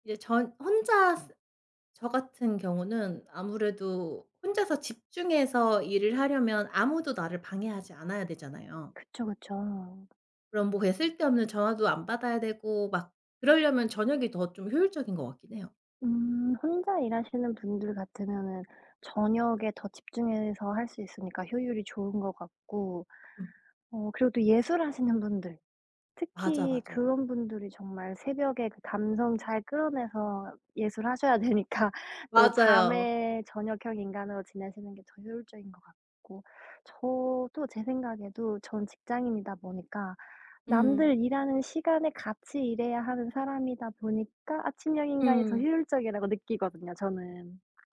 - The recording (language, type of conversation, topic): Korean, unstructured, 당신은 아침형 인간인가요, 아니면 저녁형 인간인가요?
- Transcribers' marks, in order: other background noise